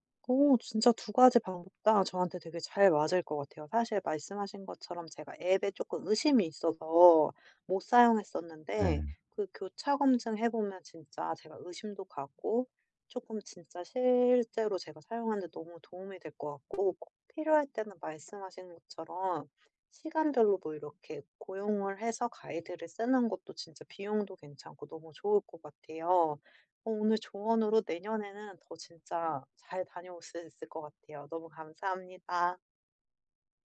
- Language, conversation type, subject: Korean, advice, 여행 중 언어 장벽 때문에 소통이 어려울 때는 어떻게 하면 좋을까요?
- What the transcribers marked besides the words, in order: other background noise